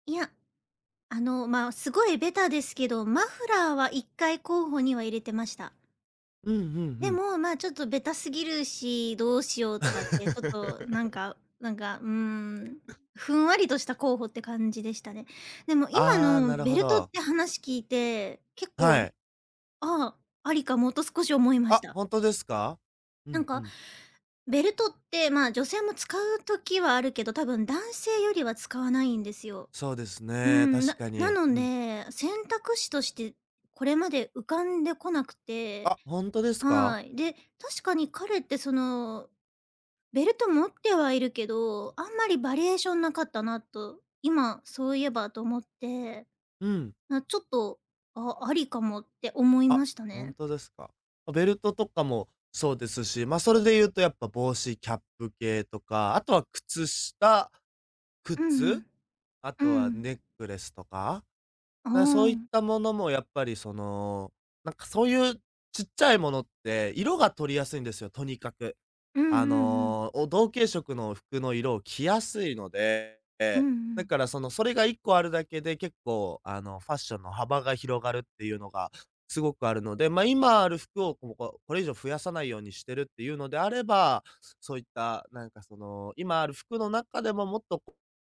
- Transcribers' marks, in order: laugh
- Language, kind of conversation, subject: Japanese, advice, 予算内で満足できる買い物をするにはどうすればいいですか？